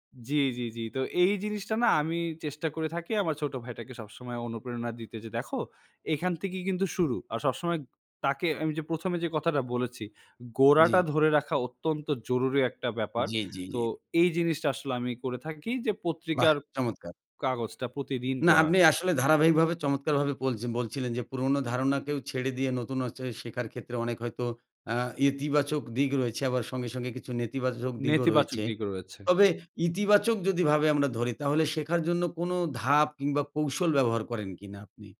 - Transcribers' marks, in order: none
- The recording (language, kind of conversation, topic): Bengali, podcast, আপনি কীভাবে পুরনো ধারণা ছেড়ে নতুন কিছু শিখেন?